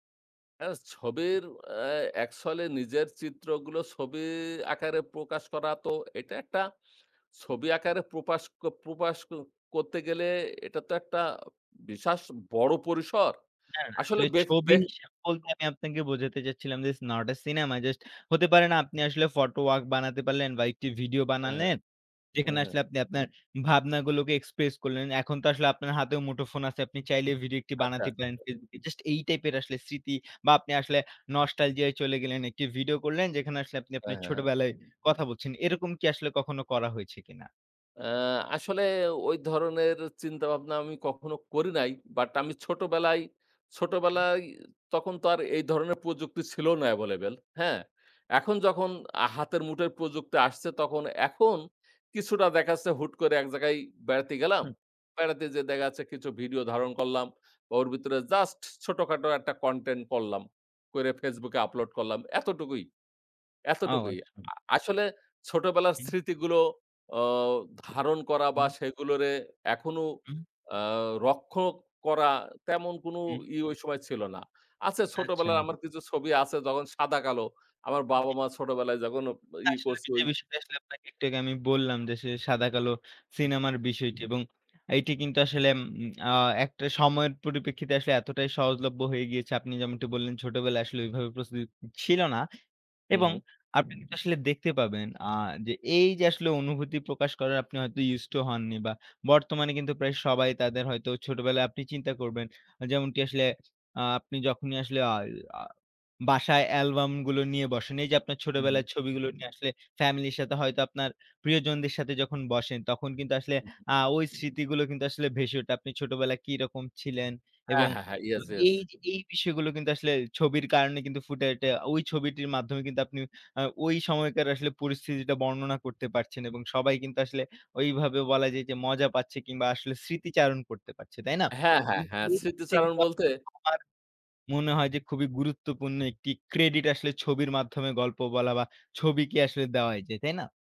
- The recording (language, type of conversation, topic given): Bengali, unstructured, ছবির মাধ্যমে গল্প বলা কেন গুরুত্বপূর্ণ?
- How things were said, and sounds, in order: "একচুয়ালি" said as "একছলি"; "প্রকাশ" said as "প্রপাশ"; "বিশেষ" said as "বিশাশ"; in English: "ইটস নট আ সিনেমা, জাস্ট"; in English: "এক্সপ্রেস"; "পারেন" said as "প্লান"; in English: "নস্টালজিয়া"; in English: "content"; in English: "used to"; unintelligible speech